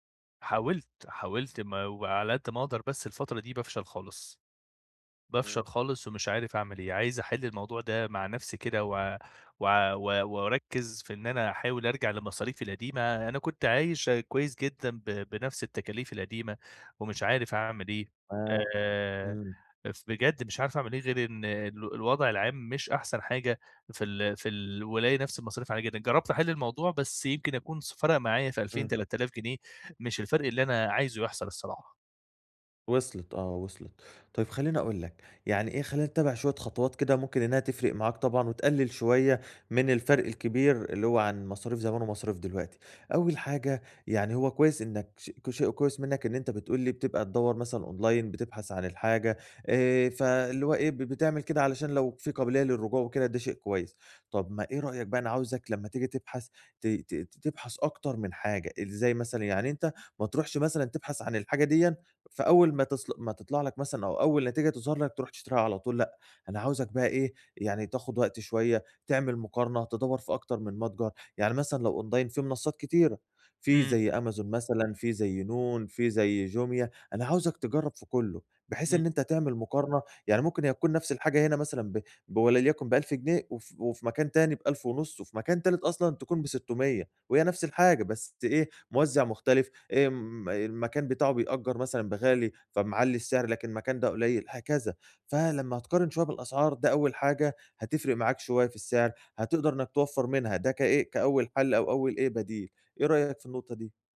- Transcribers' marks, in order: in English: "أونلاين"; in English: "أونلاين"; "بوليَكُن" said as "بولليكُن"
- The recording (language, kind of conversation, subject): Arabic, advice, إزاي أتبضع بميزانية قليلة من غير ما أضحي بالستايل؟